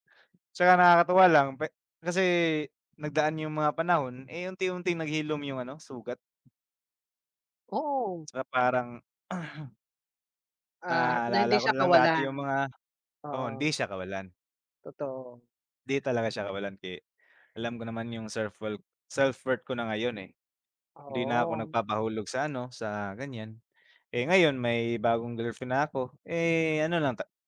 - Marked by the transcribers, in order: other background noise; throat clearing; tapping
- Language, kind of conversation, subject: Filipino, unstructured, Ano ang pinakamahalagang aral na natutuhan mo sa pag-ibig?